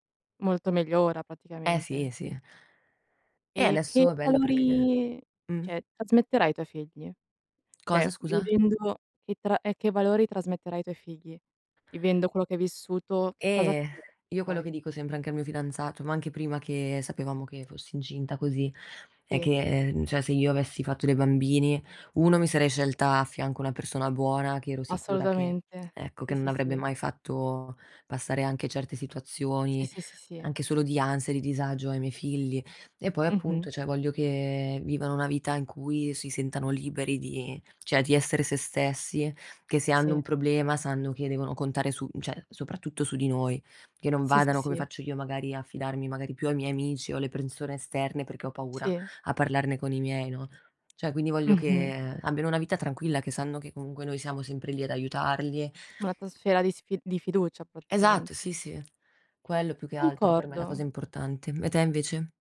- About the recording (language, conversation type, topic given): Italian, unstructured, Qual è il ricordo più bello che hai con la tua famiglia?
- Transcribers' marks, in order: "cioè" said as "ceh"; "cioè" said as "ceh"; "cioè" said as "ceh"; "cioè" said as "ceh"; "cioè" said as "ceh"; "Cioè" said as "ceh"; other background noise